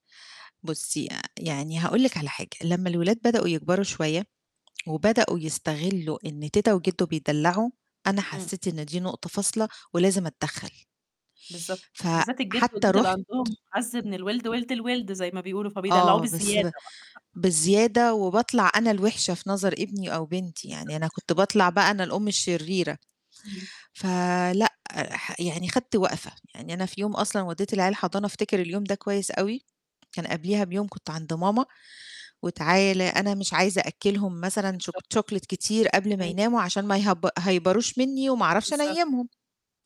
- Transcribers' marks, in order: other noise; tapping; distorted speech; in English: "chocolate"; in English: "يهيبروش"
- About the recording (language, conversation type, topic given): Arabic, podcast, إزاي الجد والجدة يشاركوا في تربية الأولاد بشكل صحي؟